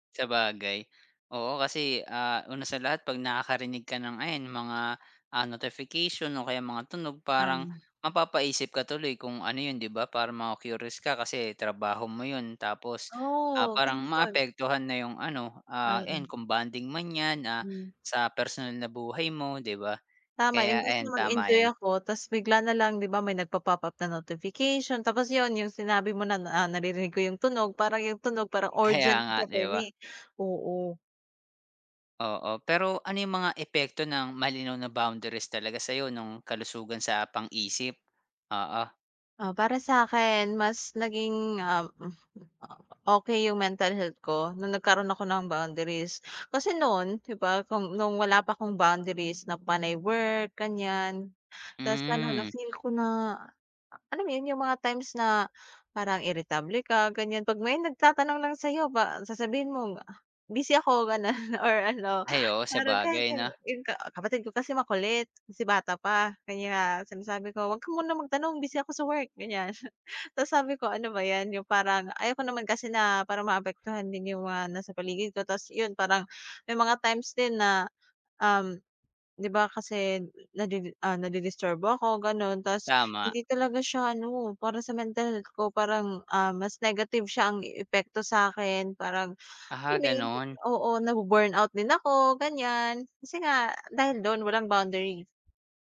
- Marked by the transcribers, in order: other background noise
- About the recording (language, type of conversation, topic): Filipino, podcast, Paano ka nagtatakda ng hangganan sa pagitan ng trabaho at personal na buhay?